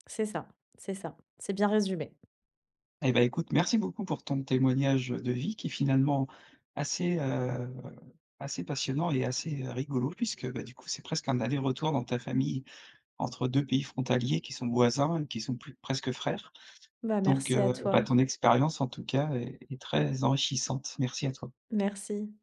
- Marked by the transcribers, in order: drawn out: "heu"
- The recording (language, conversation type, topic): French, podcast, Peux-tu raconter une histoire de migration dans ta famille ?